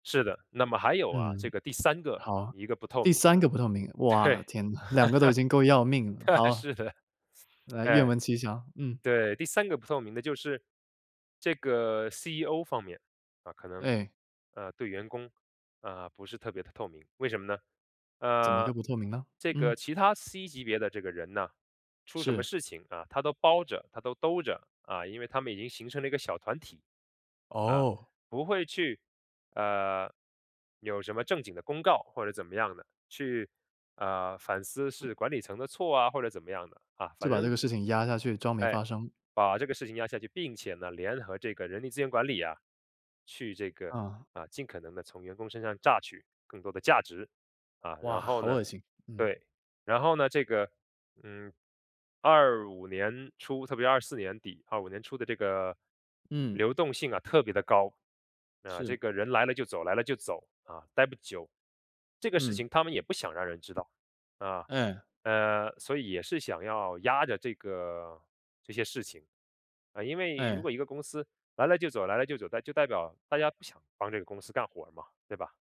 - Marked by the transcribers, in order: laughing while speaking: "对，对啊，是的"
- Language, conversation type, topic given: Chinese, podcast, 你如何看待管理层不透明会带来哪些影响？